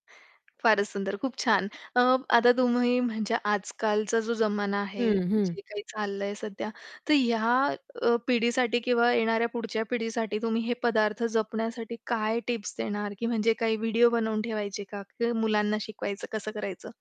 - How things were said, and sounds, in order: static; distorted speech
- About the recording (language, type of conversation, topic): Marathi, podcast, तुमच्या कुटुंबातल्या जुन्या पदार्थांची एखादी आठवण सांगाल का?